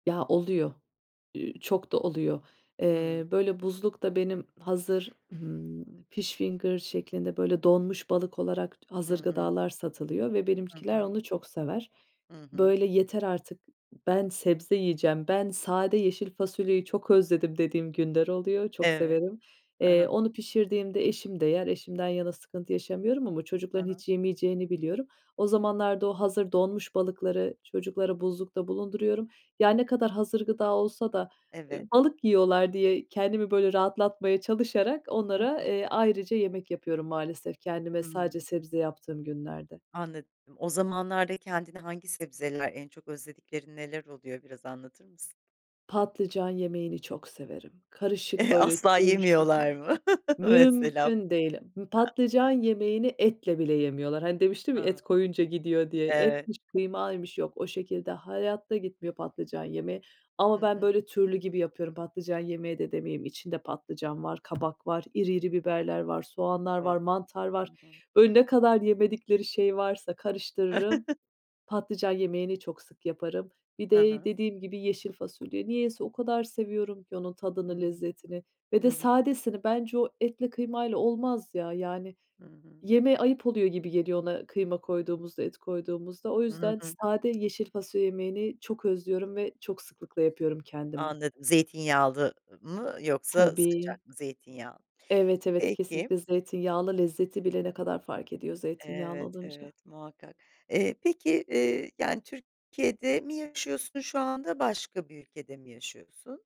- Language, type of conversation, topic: Turkish, podcast, Sebzeleri sevdirmek için ne yaparsın?
- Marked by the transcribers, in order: in English: "fish finger"; stressed: "Mümküne"; chuckle; laughing while speaking: "mesela?"; chuckle; chuckle